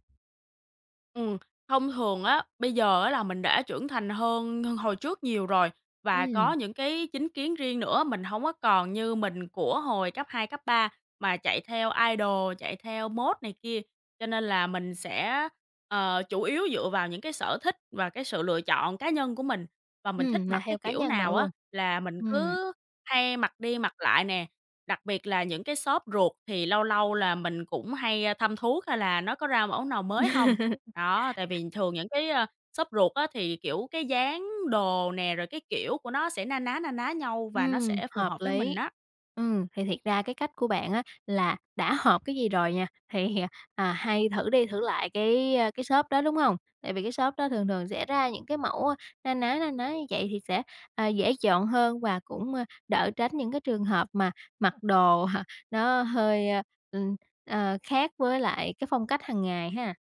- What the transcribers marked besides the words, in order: tapping; other background noise; in English: "idol"; chuckle; laughing while speaking: "à"; laughing while speaking: "ờ"
- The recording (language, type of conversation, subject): Vietnamese, podcast, Phong cách ăn mặc của bạn đã thay đổi như thế nào từ hồi nhỏ đến bây giờ?